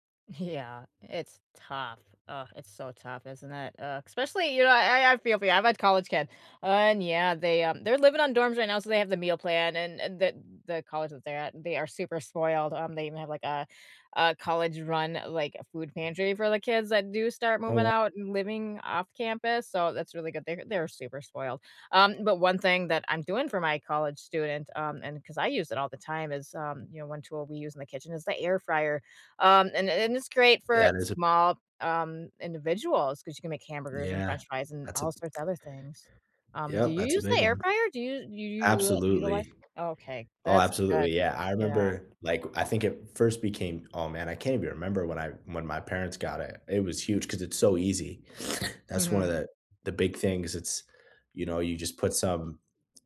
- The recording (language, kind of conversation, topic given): English, unstructured, How has your home cooking evolved over the years, and what experiences have shaped those changes?
- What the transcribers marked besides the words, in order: laughing while speaking: "Yeah"; other background noise